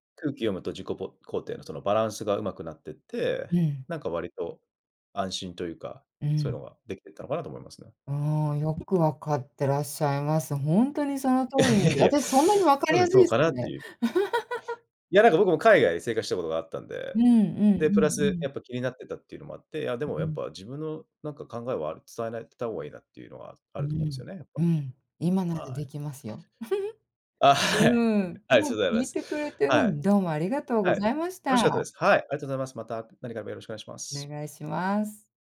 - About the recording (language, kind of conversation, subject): Japanese, podcast, 周りの目が気にならなくなるには、どうすればいいですか？
- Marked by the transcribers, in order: other background noise; chuckle; chuckle; laughing while speaking: "あ、はい"